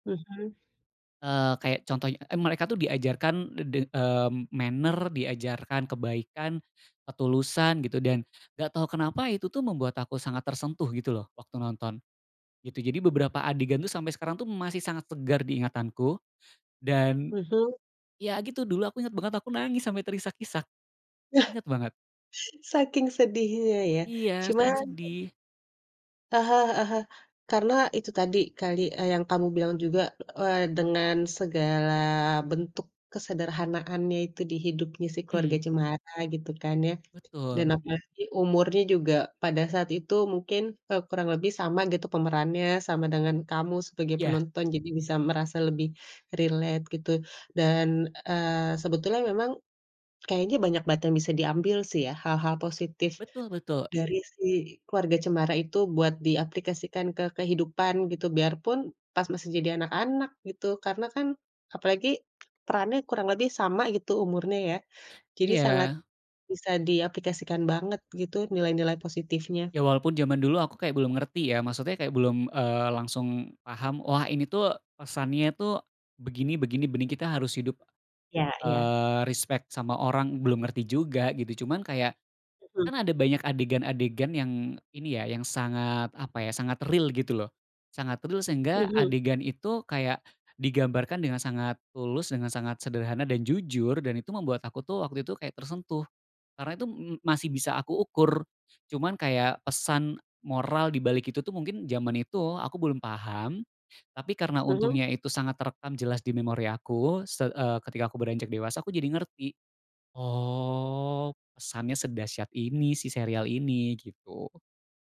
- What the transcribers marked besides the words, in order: other background noise; in English: "manner"; chuckle; tapping; in English: "relate"; drawn out: "Oh"
- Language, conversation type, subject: Indonesian, podcast, Apa acara TV masa kecil yang masih kamu ingat sampai sekarang?